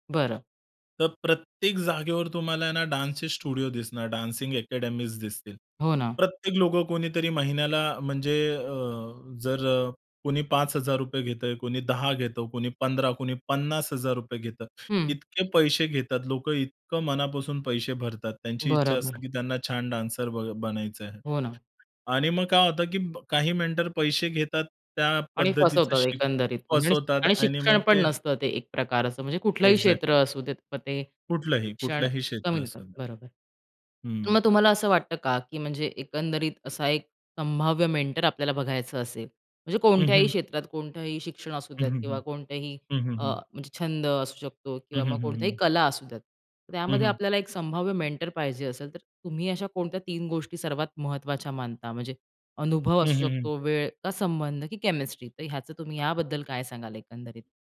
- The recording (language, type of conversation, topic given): Marathi, podcast, तुम्ही मेंटर निवडताना कोणत्या गोष्टी लक्षात घेता?
- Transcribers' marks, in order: in English: "डान्सचे स्टुडिओ"; in English: "डान्सिंग"; other background noise; tapping; in English: "मेंटर"; unintelligible speech; in English: "एक्झॅक्टली"; in English: "मेंटर"; in English: "मेंटर"